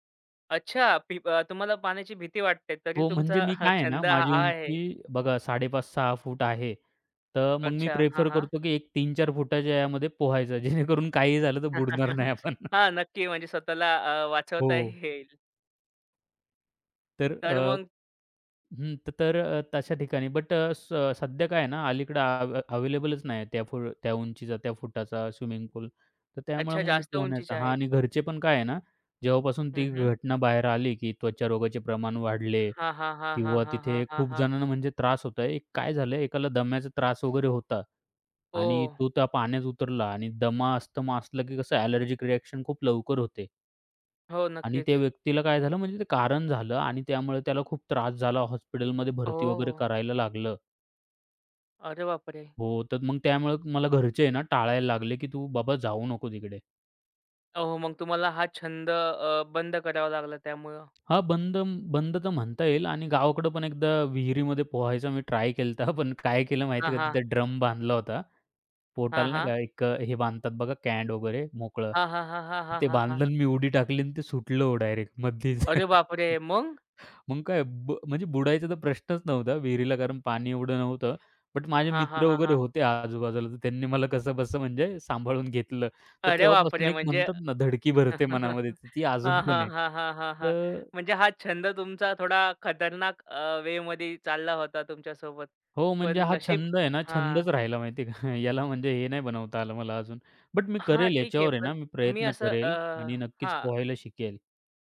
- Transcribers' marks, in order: tapping; laughing while speaking: "जेणेकरून काहीही झालं तर बुडणार नाही आपण"; chuckle; laughing while speaking: "येईल"; other background noise; in English: "अस्थमा"; in English: "ॲलर्जिक रिॲक्शन"; laughing while speaking: "केलंत"; surprised: "अरे बापरे! मग?"; chuckle; chuckle
- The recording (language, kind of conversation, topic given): Marathi, podcast, एखादा छंद तुम्ही कसा सुरू केला, ते सांगाल का?